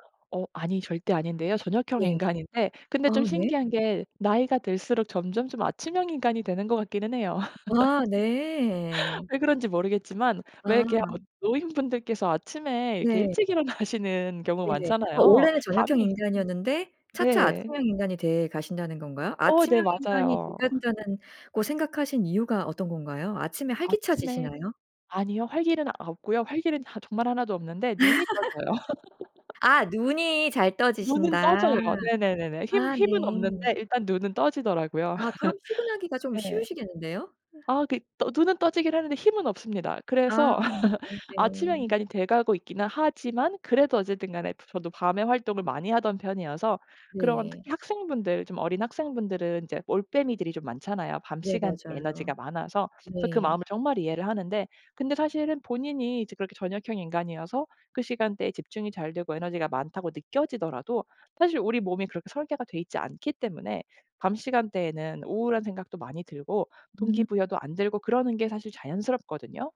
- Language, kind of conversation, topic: Korean, podcast, 동기부여가 떨어질 때 어떻게 버티시나요?
- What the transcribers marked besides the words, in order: laugh; other background noise; laugh; laugh; laugh; other noise; laugh